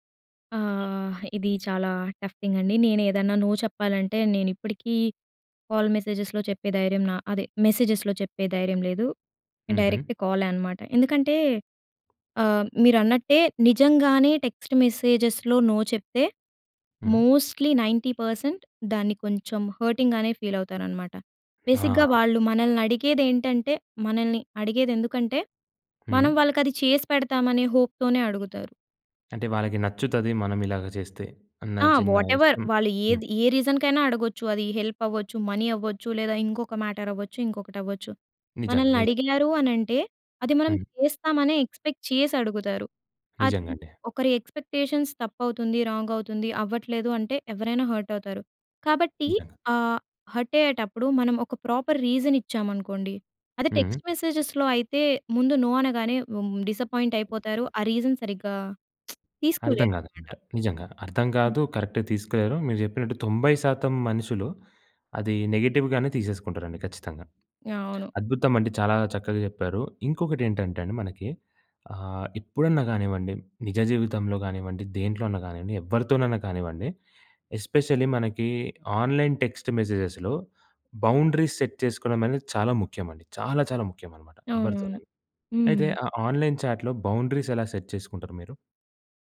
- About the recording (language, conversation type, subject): Telugu, podcast, ఆన్‌లైన్ సందేశాల్లో గౌరవంగా, స్పష్టంగా మరియు ధైర్యంగా ఎలా మాట్లాడాలి?
- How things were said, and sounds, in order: in English: "టఫ్ థింగ్"; in English: "నో"; in English: "కాల్ మెసేజెస్‍లో"; in English: "మెసేజెస్‌లో"; in English: "డైరెక్ట్"; in English: "టెక్స్ట్ మెసేజెస్‌లో నో"; in English: "మోస్ట్లీ నైన్టీ పర్సెంట్"; in English: "హర్టింగ్‌గానే ఫీల్"; in English: "బేసిక్‌గా"; in English: "హోప్‌తోనే"; in English: "వాటెవర్"; in English: "రీసన్‍కైనా"; in English: "హెల్ప్"; in English: "మనీ"; in English: "మ్యాటర్"; in English: "ఎక్స్‌పెక్ట్"; in English: "ఎక్స్‌పెక్టేషన్స్"; in English: "రాంగ్"; in English: "హర్ట్"; other background noise; in English: "హర్ట్"; in English: "ప్రాపర్ రీసన్"; in English: "టెక్స్ట్ మెసేజెస్‍లో"; in English: "నో"; in English: "డిస్‌పాయింట్"; in English: "రీసన్"; lip smack; other noise; in English: "కరెక్ట్‌గా"; in English: "నెగెటివ్‌గానే"; in English: "ఎస్పెషల్లీ"; in English: "ఆన్‍లైన్ టెక్స్ట్ మెసేజెస్‍లో, బౌండరీస్ సెట్"; in English: "ఆన్‌లైన్ చాట్‍లో బౌండరీస్"; in English: "సెట్"